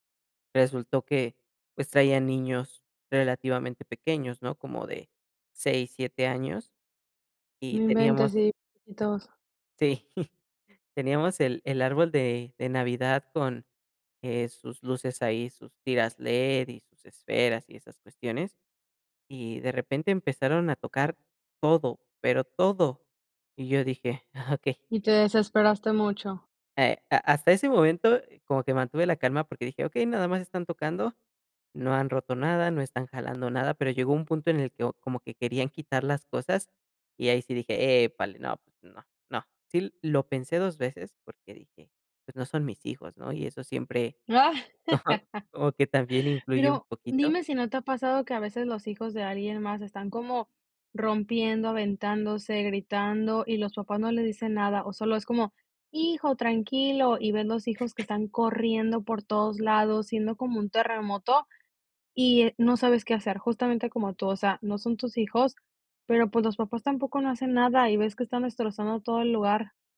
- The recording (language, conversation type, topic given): Spanish, podcast, ¿Cómo compartes tus valores con niños o sobrinos?
- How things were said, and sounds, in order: other background noise; chuckle; laugh; chuckle; other noise